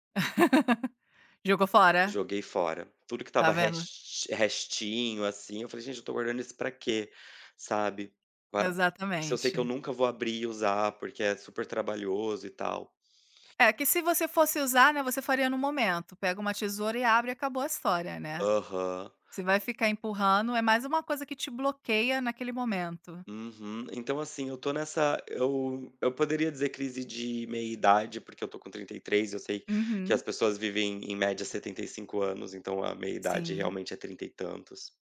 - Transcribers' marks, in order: laugh
- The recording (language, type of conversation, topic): Portuguese, advice, Como você descreveria sua crise de identidade na meia-idade?